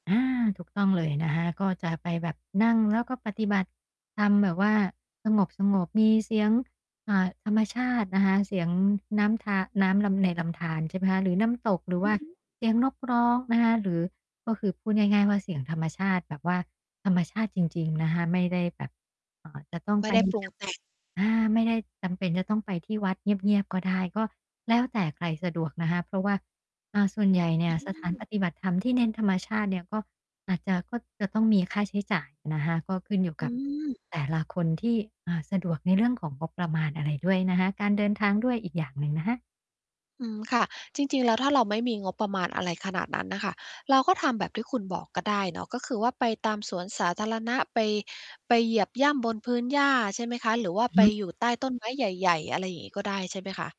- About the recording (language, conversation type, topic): Thai, podcast, ธรรมชาติช่วยเยียวยาอารมณ์ของคุณเวลาเครียดได้อย่างไร?
- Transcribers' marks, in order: distorted speech; static